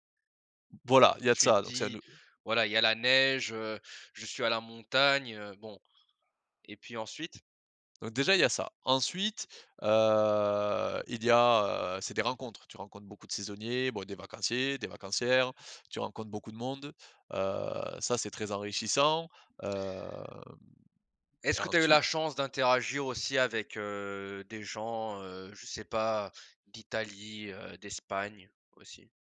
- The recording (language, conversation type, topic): French, podcast, Quel souvenir d’enfance te revient tout le temps ?
- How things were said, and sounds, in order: drawn out: "heu"; drawn out: "hem"; tapping